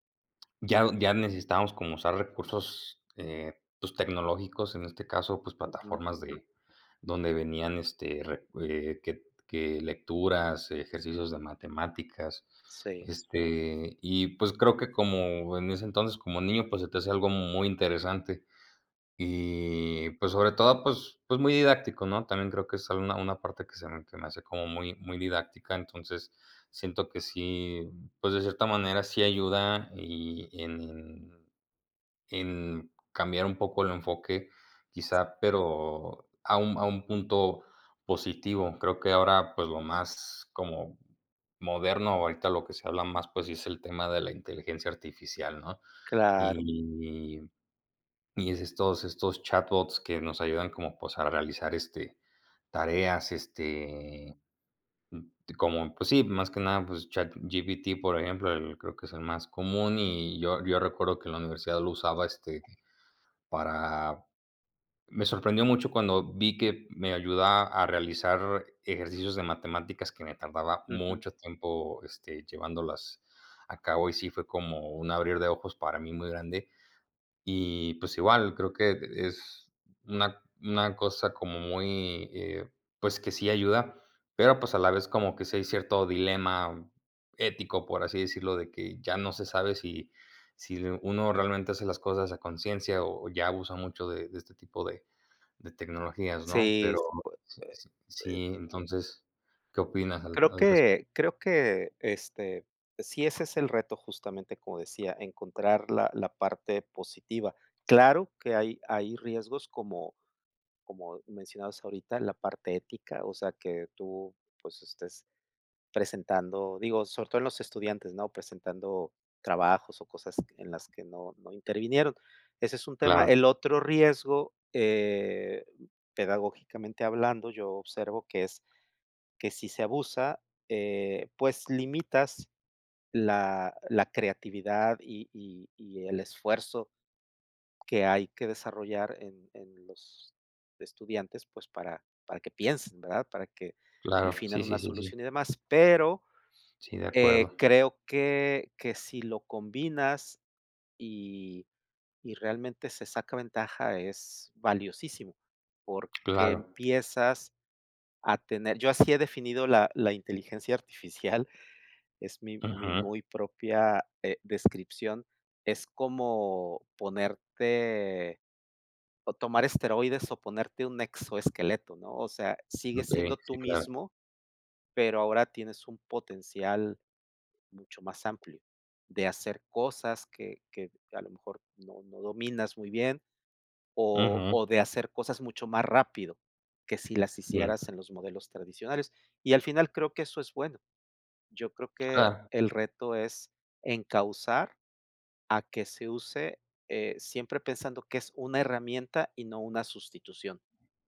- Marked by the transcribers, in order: other background noise; laughing while speaking: "artificial"; other noise
- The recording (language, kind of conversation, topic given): Spanish, unstructured, ¿Cómo crees que la tecnología ha cambiado la educación?
- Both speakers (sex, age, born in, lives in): male, 20-24, Mexico, Mexico; male, 55-59, Mexico, Mexico